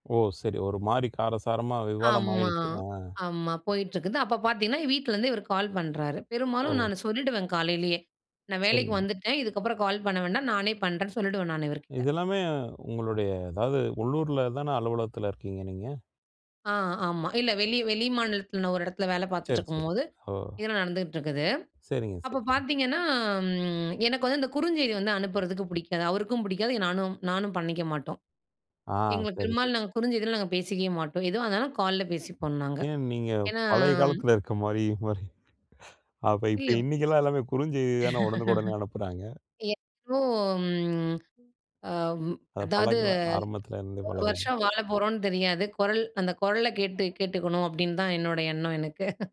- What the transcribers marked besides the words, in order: drawn out: "ஆமா"; other noise; other background noise; tapping; drawn out: "ஏன்னா"; laughing while speaking: "அப்ப இப்ப இன்னிக்குலாம் எல்லாமே குறுஞ்செய்தி தான உடனுக்குடனே அனுப்புறாங்க"; laugh; laughing while speaking: "அப்படின்னு தான் என்னோட எண்ணம் எனக்கு"
- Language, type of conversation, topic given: Tamil, podcast, உடனடியாகப் பதில் அளிக்க வேண்டாம் என்று நினைக்கும் போது நீங்கள் என்ன செய்கிறீர்கள்?